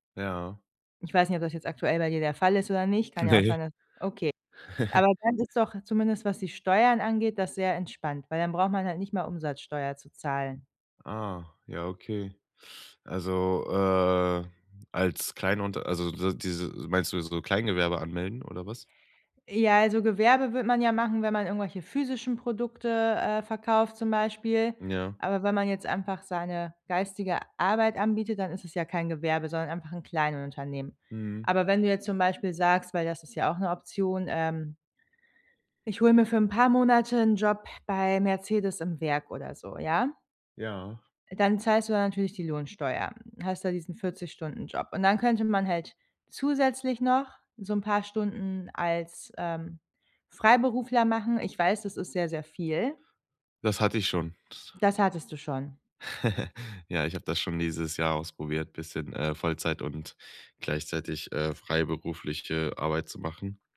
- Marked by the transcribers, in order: laughing while speaking: "Ne"; chuckle; chuckle; other background noise
- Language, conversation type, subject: German, advice, Wie kann ich meine Schulden unter Kontrolle bringen und wieder finanziell sicher werden?